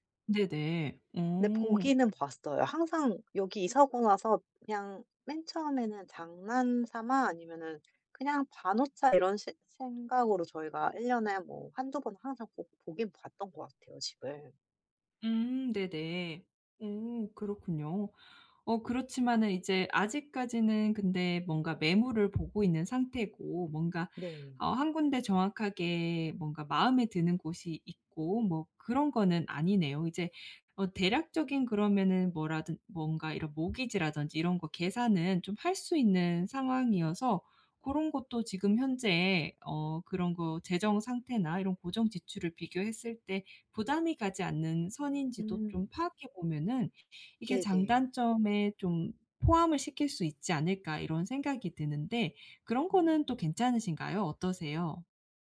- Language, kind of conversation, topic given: Korean, advice, 이사할지 말지 어떻게 결정하면 좋을까요?
- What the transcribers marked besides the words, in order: other background noise; in English: "모기지라든지"